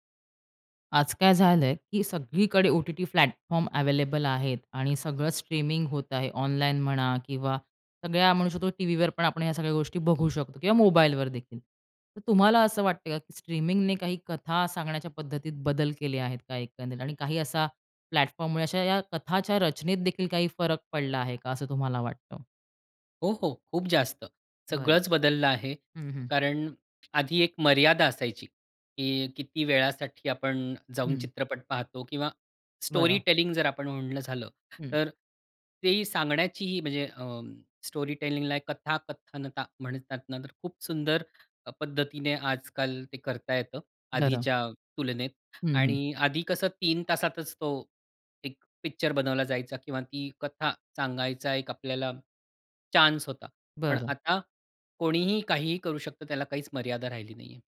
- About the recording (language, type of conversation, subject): Marathi, podcast, स्ट्रीमिंगमुळे कथा सांगण्याची पद्धत कशी बदलली आहे?
- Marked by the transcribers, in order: other background noise; in English: "प्लॅटफॉर्म"; tapping; in English: "प्लॅटफॉर्ममुळे"; in English: "स्टोरी टेलिंग"; in English: "स्टोरी टेलिंगला"